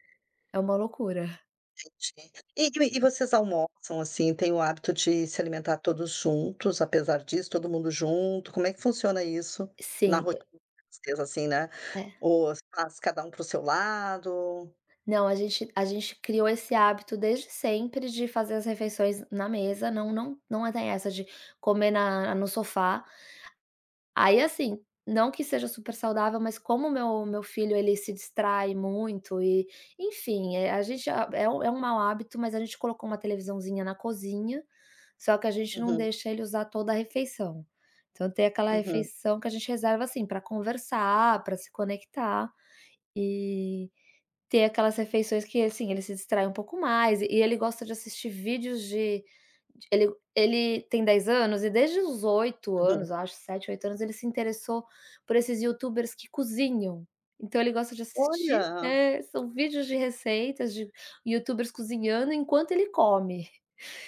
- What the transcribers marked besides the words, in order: tapping
- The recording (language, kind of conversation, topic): Portuguese, advice, Como é morar com um parceiro que tem hábitos alimentares opostos?